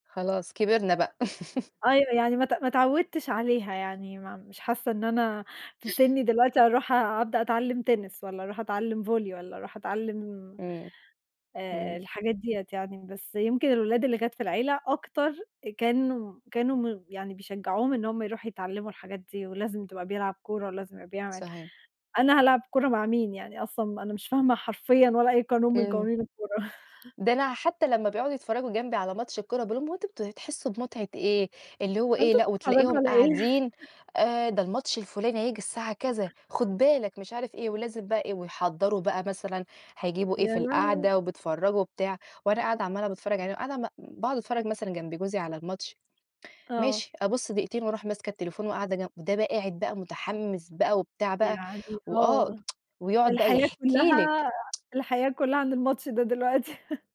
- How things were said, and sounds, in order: laugh; chuckle; in English: "volley"; tapping; laugh; laugh; other background noise; tsk; laugh
- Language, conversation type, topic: Arabic, unstructured, هل بتفضل تتمرن في البيت ولا في الجيم؟